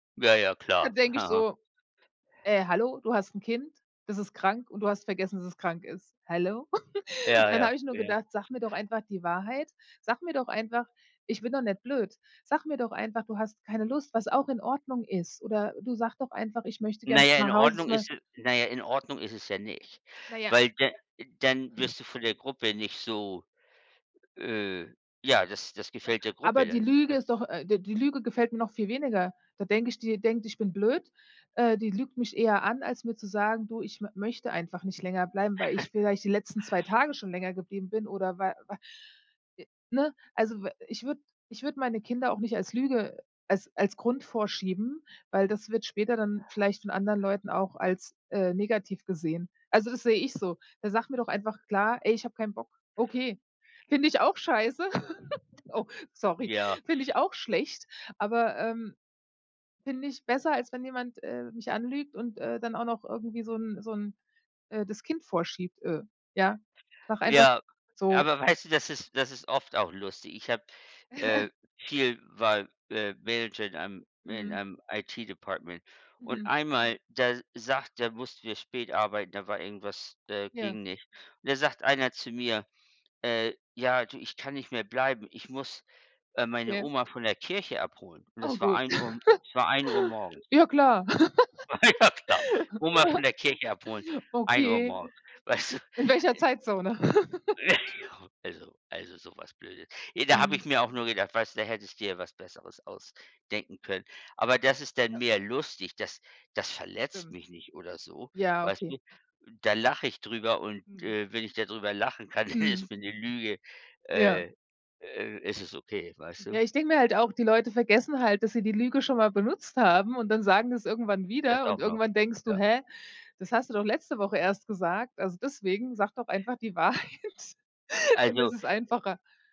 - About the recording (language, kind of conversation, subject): German, unstructured, Ist es schlimmer zu lügen oder jemanden zu verletzen?
- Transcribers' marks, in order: chuckle; other background noise; tapping; chuckle; giggle; giggle; in English: "IT-Department"; laugh; laughing while speaking: "Ja"; laugh; laughing while speaking: "Weißt du?"; chuckle; giggle; laughing while speaking: "ist"; laughing while speaking: "Wahrheit"